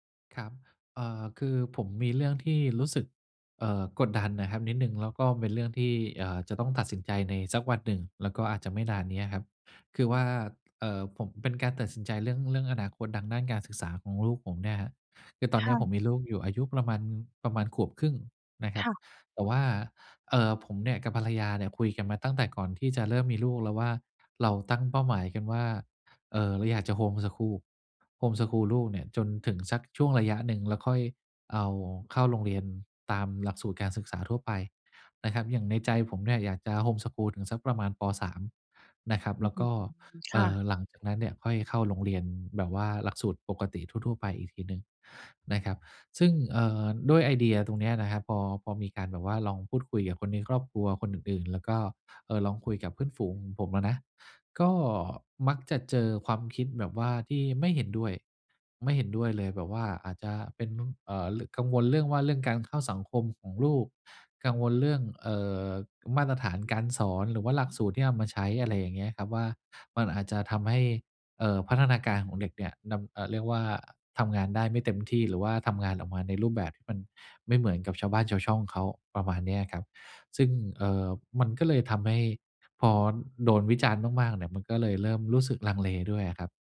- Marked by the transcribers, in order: unintelligible speech
- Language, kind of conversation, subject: Thai, advice, ฉันจะตัดสินใจเรื่องสำคัญของตัวเองอย่างไรโดยไม่ปล่อยให้แรงกดดันจากสังคมมาชี้นำ?